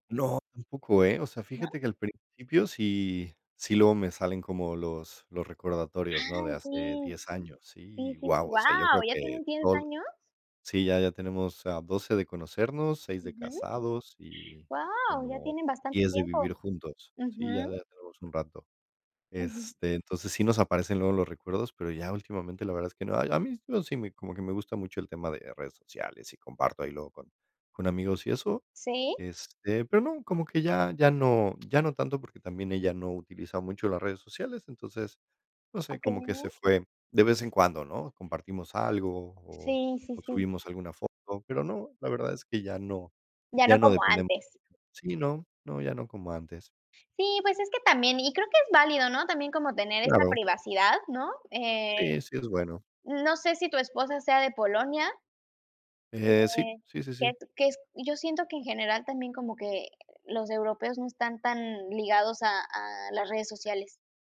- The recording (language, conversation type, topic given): Spanish, unstructured, ¿Cómo mantener la chispa en una relación a largo plazo?
- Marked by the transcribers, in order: tapping; unintelligible speech